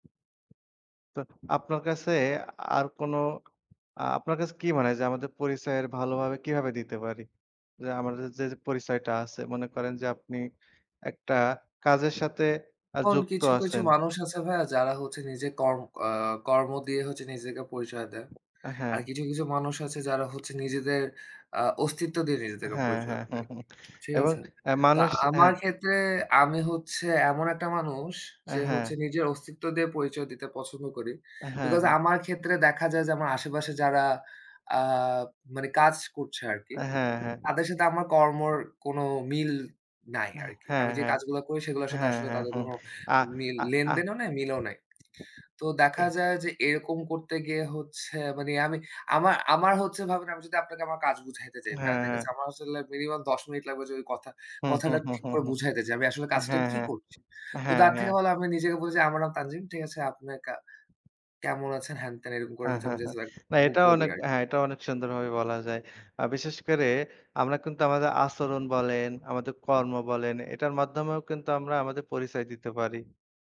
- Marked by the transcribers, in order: chuckle; wind
- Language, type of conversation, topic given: Bengali, unstructured, আপনি কোন উপায়ে নিজের পরিচয় প্রকাশ করতে সবচেয়ে স্বাচ্ছন্দ্যবোধ করেন?